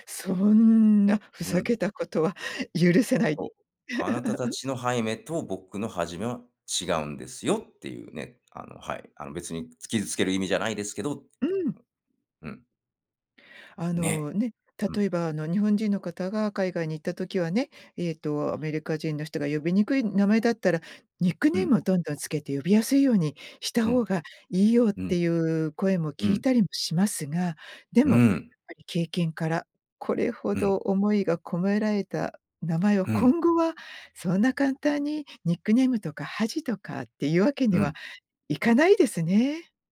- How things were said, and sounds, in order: other background noise; laugh
- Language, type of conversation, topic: Japanese, podcast, 名前や苗字にまつわる話を教えてくれますか？